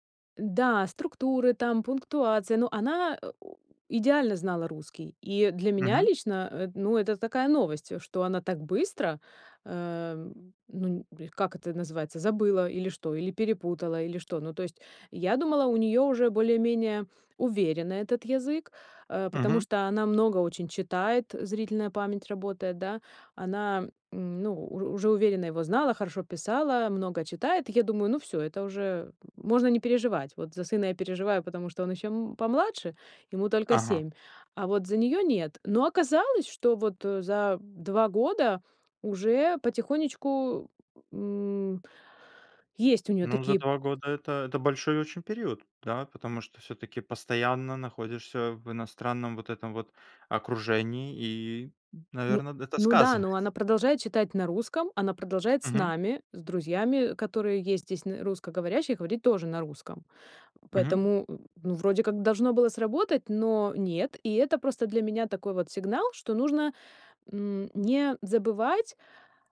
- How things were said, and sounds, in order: tapping
- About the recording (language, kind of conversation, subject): Russian, podcast, Как ты относишься к смешению языков в семье?